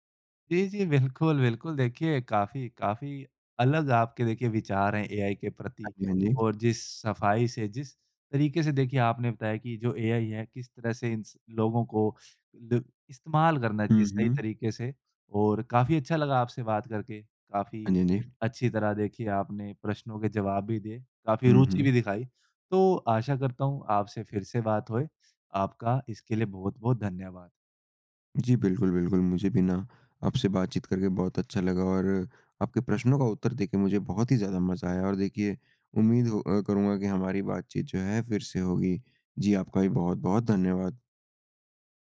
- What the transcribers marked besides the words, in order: laughing while speaking: "बिल्कुल"
- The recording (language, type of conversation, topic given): Hindi, podcast, एआई टूल्स को आपने रोज़मर्रा की ज़िंदगी में कैसे आज़माया है?